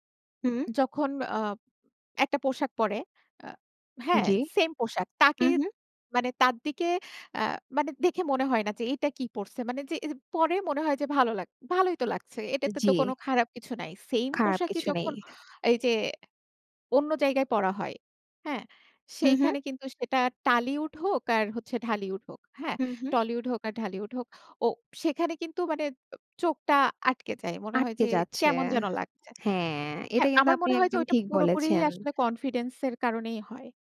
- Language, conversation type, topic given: Bengali, podcast, আরাম আর স্টাইলের মধ্যে আপনি কোনটাকে বেশি গুরুত্ব দেন?
- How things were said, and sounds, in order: other background noise; tapping